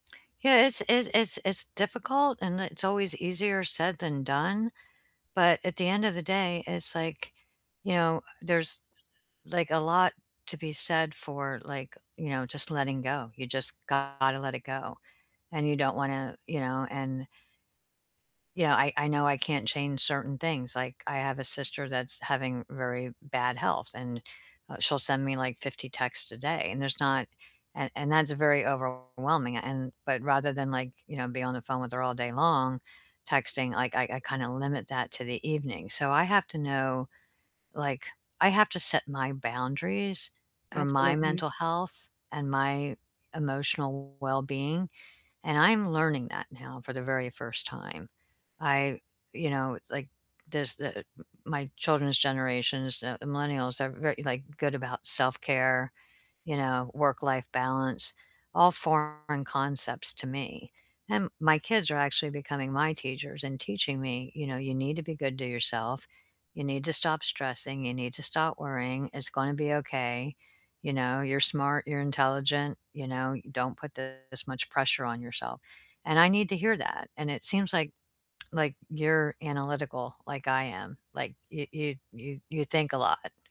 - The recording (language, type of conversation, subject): English, unstructured, How do you stay calm when your day feels overwhelming?
- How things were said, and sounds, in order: distorted speech